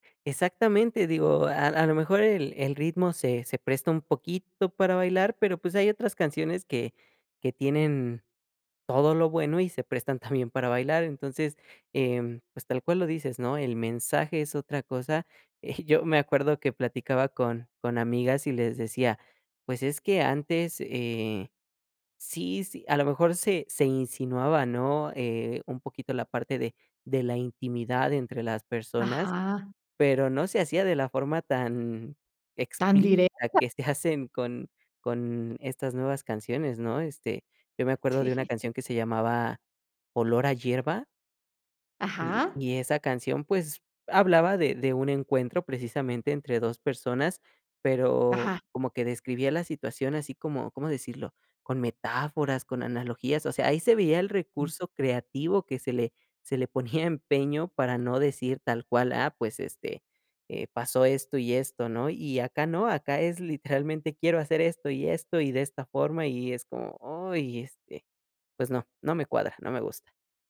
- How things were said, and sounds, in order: chuckle; chuckle; laughing while speaking: "Sí"; other background noise
- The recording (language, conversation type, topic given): Spanish, podcast, ¿Qué canción te conecta con tu cultura?